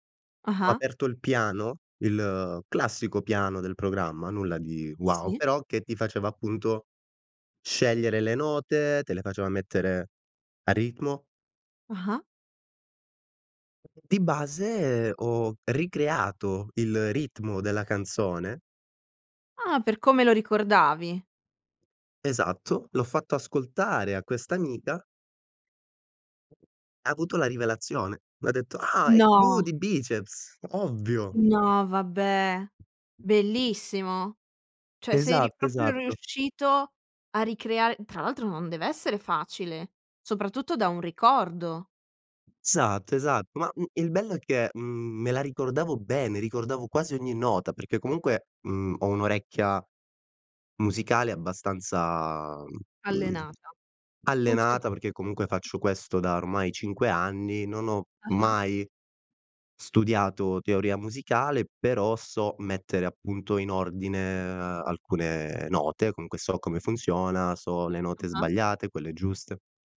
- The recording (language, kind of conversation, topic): Italian, podcast, Qual è la canzone che ti ha cambiato la vita?
- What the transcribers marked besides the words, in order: other background noise; tapping; "Cioè" said as "ceh"; "proprio" said as "propio"; "Esatto" said as "satto"